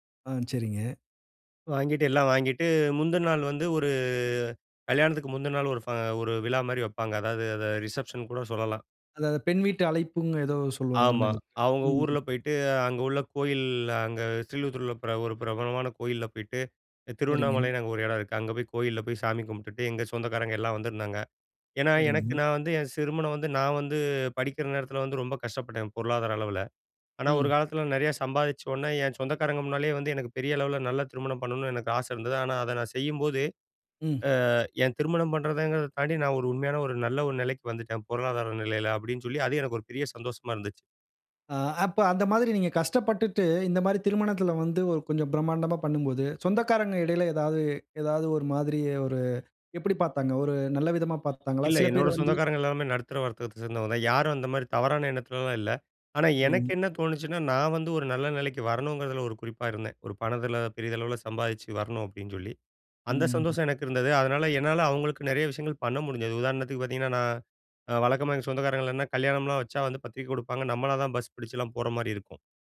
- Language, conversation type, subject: Tamil, podcast, உங்கள் திருமண நாளின் நினைவுகளை சுருக்கமாக சொல்ல முடியுமா?
- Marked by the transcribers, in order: drawn out: "ஒரு"; "அழைப்புன்னு" said as "அழைப்புங்"; drawn out: "கோயில்"; "திருமணம்" said as "சிருமணம்"; horn; "வர்க்கத்த" said as "வர்த்தகத்த"; "சொந்தக்காரர்களெல்லாம்" said as "சொந்தக்காரங்கள்னா"